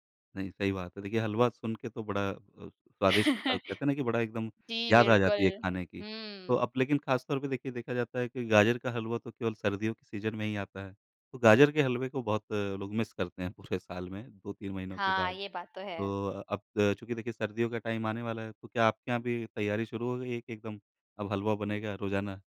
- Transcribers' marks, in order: chuckle; in English: "सीज़न"; in English: "मिस"; in English: "टाइम"
- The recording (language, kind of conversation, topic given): Hindi, podcast, आपके घर का वह कौन-सा खास नाश्ता है जो आपको बचपन की याद दिलाता है?